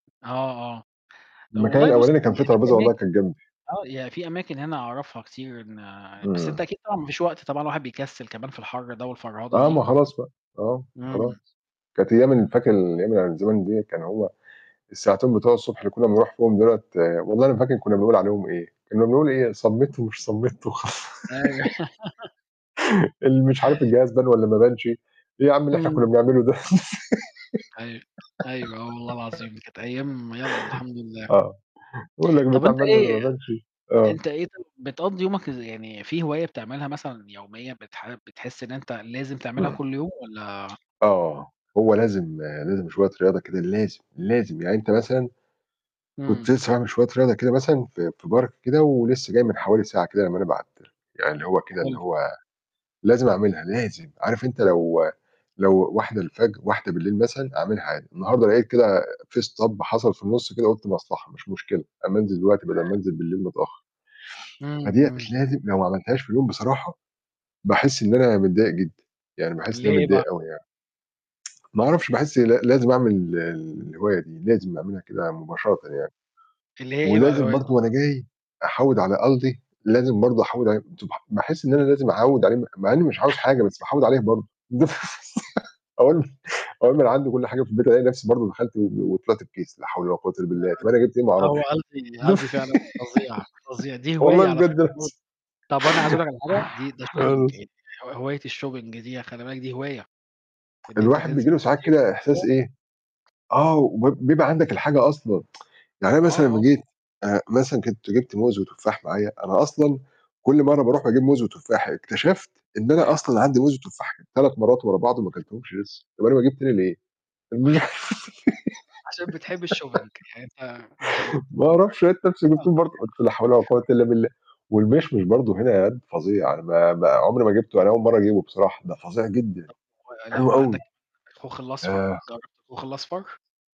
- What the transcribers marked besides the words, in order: distorted speech; laughing while speaking: "وخ"; laugh; laugh; stressed: "لازم"; in English: "Park"; in English: "stop"; unintelligible speech; tsk; other background noise; unintelligible speech; laughing while speaking: "دف أقول له"; laugh; laughing while speaking: "دف والله بجد ناس"; laugh; unintelligible speech; in English: "shopping"; in English: "الshopping"; tapping; tsk; laughing while speaking: "الم"; laugh; in English: "الshopping"; unintelligible speech
- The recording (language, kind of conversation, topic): Arabic, unstructured, إزاي تقنع حد يجرّب هواية جديدة؟